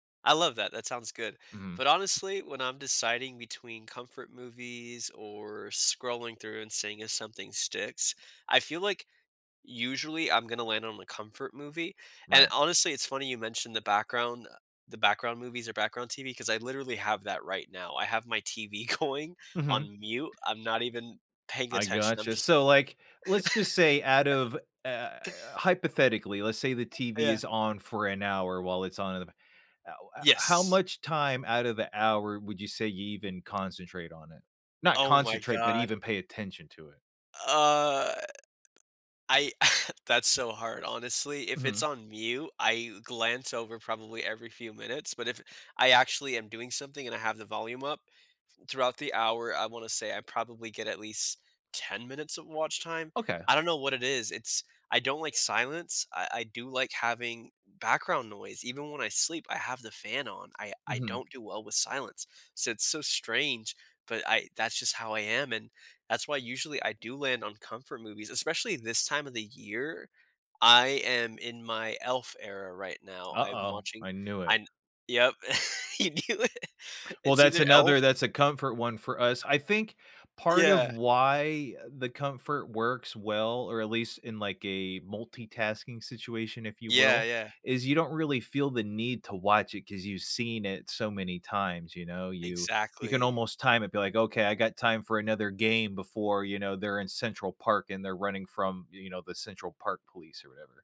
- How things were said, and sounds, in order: laughing while speaking: "going"; laugh; tapping; chuckle; chuckle; laughing while speaking: "You knew it"
- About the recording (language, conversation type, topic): English, unstructured, How do I balance watching a comfort favorite and trying something new?